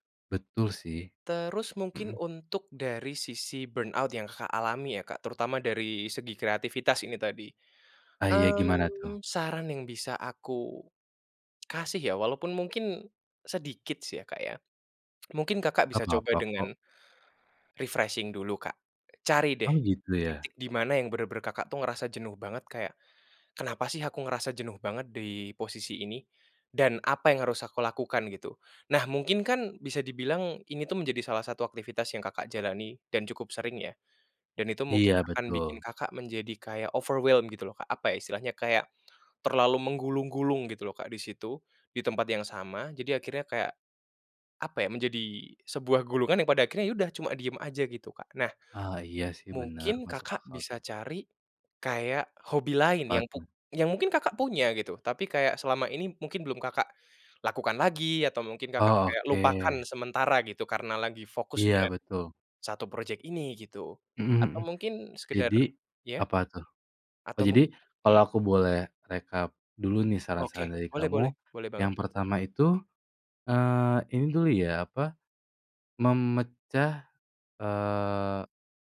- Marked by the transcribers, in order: in English: "burnout"; tapping; in English: "refreshing"; in English: "overwhelmed"
- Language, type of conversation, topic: Indonesian, advice, Bagaimana cara mengatasi burnout kreatif setelah menghadapi beban kerja yang berat?